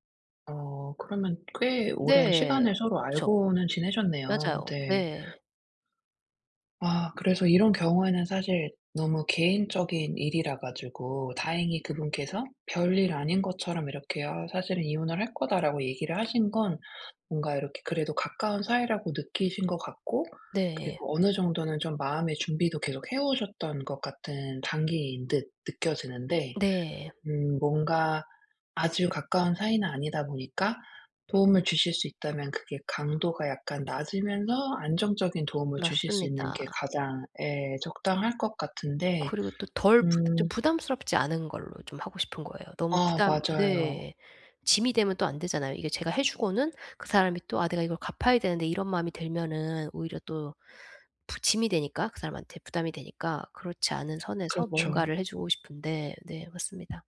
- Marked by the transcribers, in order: other background noise; tapping
- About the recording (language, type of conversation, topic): Korean, advice, 친구가 힘들어할 때 어떻게 경청하고 공감하며 도와줄 수 있을까요?